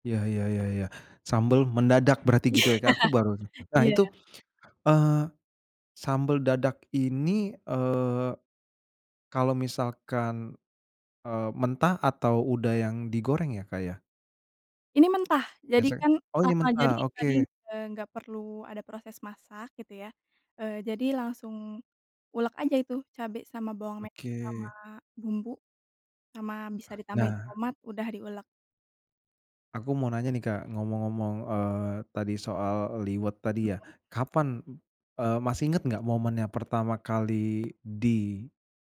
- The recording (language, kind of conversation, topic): Indonesian, podcast, Adakah makanan lokal yang membuat kamu jatuh cinta?
- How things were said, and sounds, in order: laugh; unintelligible speech; other animal sound; tapping